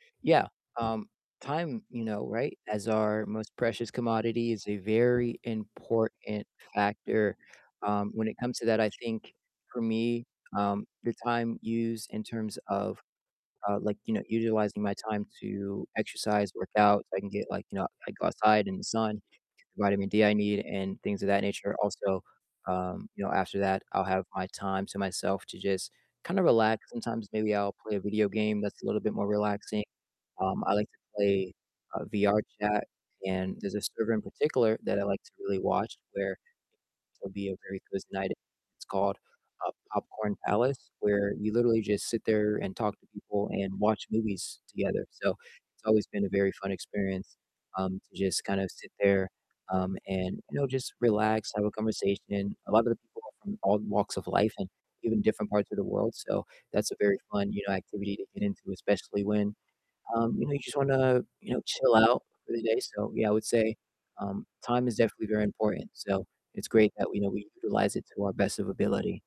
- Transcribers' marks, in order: distorted speech
- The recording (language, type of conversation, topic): English, unstructured, What would your ideal double feature for a cozy night in be?